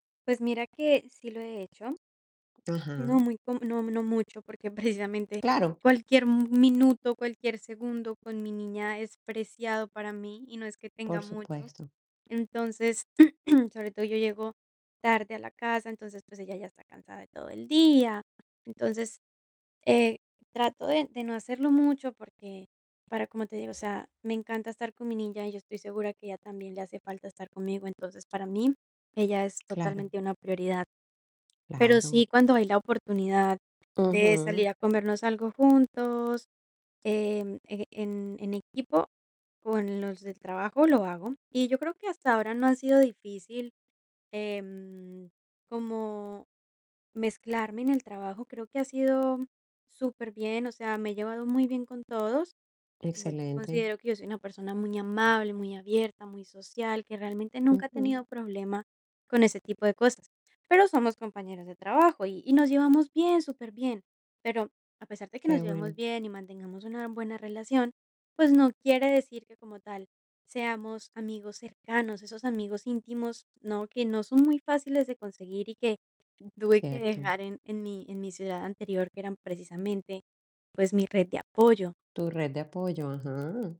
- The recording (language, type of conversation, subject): Spanish, advice, ¿Cómo fue tu mudanza a otra ciudad y qué estás haciendo para empezar de cero?
- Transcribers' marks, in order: static; laughing while speaking: "precisamente"; tapping; throat clearing; other background noise